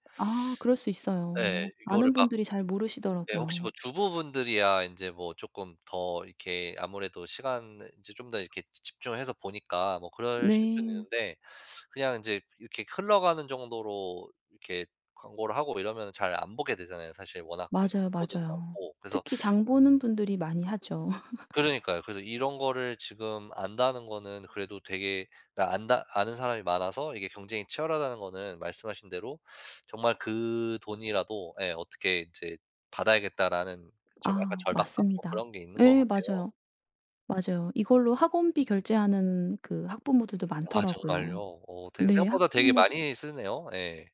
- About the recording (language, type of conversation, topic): Korean, podcast, 집에서 식비를 절약할 수 있는 실용적인 방법이 있나요?
- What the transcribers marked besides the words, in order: other background noise; laugh